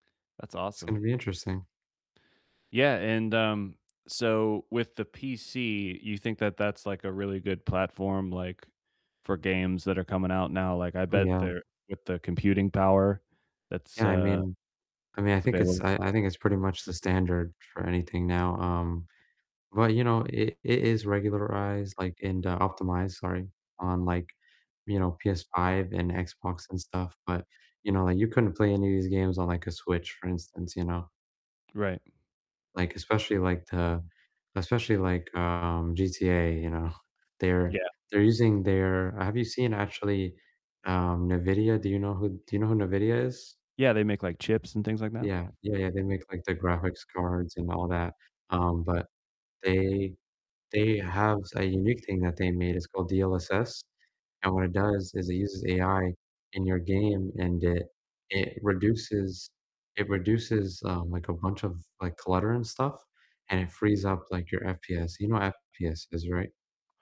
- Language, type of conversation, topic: English, unstructured, Which underrated video games do you wish more people played?
- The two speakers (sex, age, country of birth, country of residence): male, 20-24, United States, United States; male, 40-44, United States, United States
- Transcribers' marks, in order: static; distorted speech; "regularized" said as "regularrized"